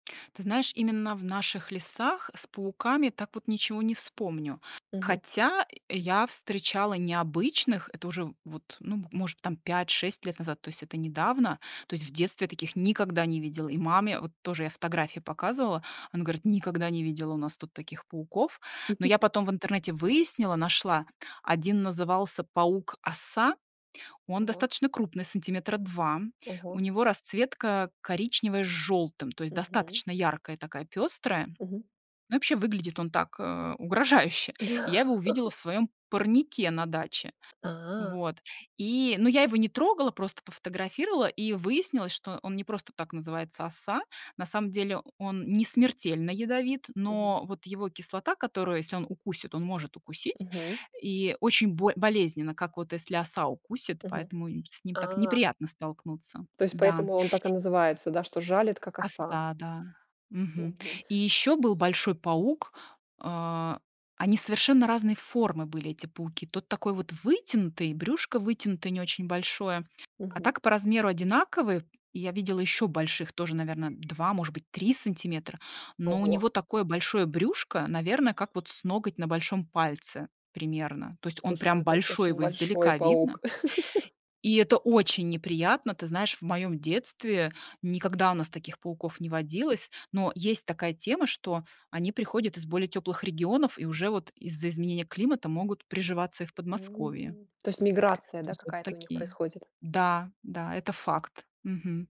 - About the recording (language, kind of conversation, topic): Russian, podcast, Какой момент в природе поразил вас больше всего?
- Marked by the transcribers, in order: grunt; laugh; laughing while speaking: "Да"; tapping; bird; other background noise; laugh